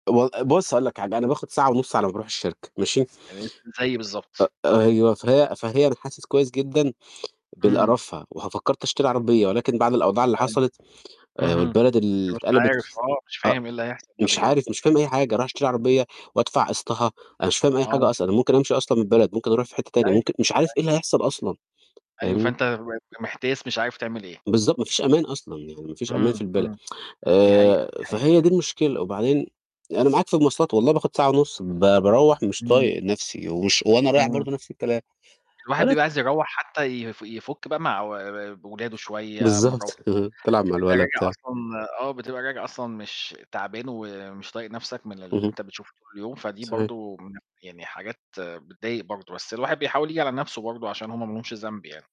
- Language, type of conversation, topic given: Arabic, unstructured, إيه الحاجات البسيطة اللي بتفرّح قلبك كل يوم؟
- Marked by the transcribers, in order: unintelligible speech; tapping; distorted speech; unintelligible speech; laughing while speaking: "بالضبط"; laugh